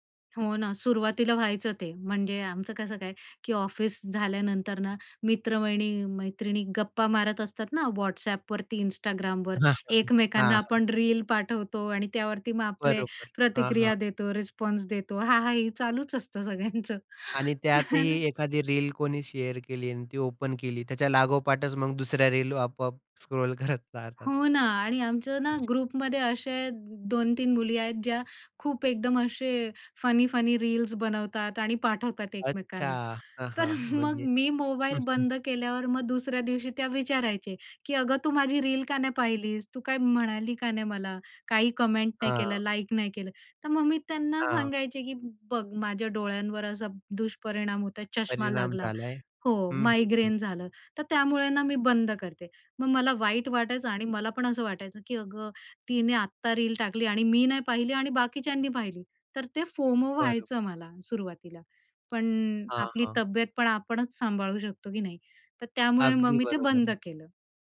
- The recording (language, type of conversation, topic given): Marathi, podcast, सोशल मीडियावर किती वेळ द्यायचा, हे कसे ठरवायचे?
- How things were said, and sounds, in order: chuckle; unintelligible speech; in English: "ग्रुपमध्ये"; tapping; laughing while speaking: "तर मग"; chuckle